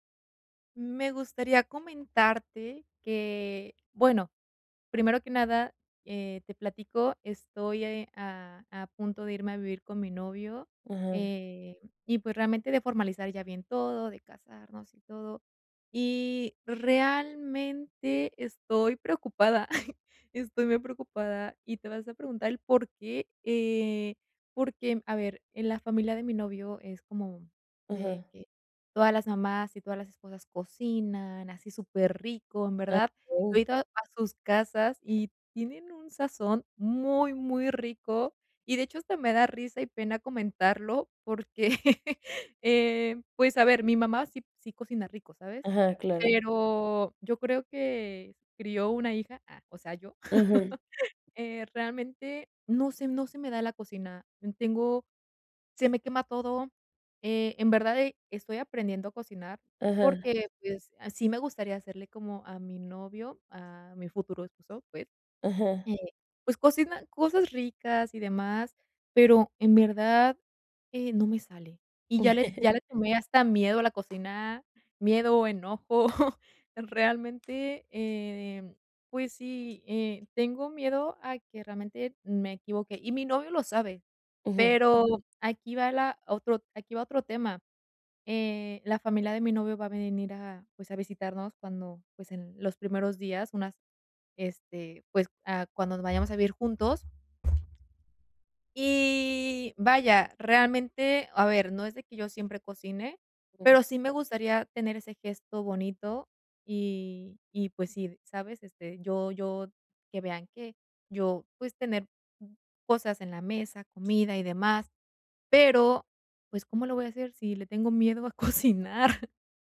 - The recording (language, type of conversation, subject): Spanish, advice, ¿Cómo puedo tener menos miedo a equivocarme al cocinar?
- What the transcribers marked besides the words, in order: chuckle; tapping; laugh; chuckle; chuckle; other background noise; chuckle; laughing while speaking: "cocinar?"